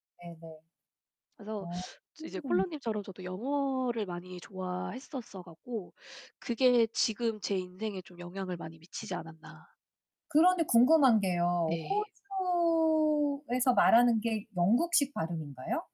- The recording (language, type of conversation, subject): Korean, unstructured, 학교에서 가장 좋아했던 과목은 무엇인가요?
- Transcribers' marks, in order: distorted speech; unintelligible speech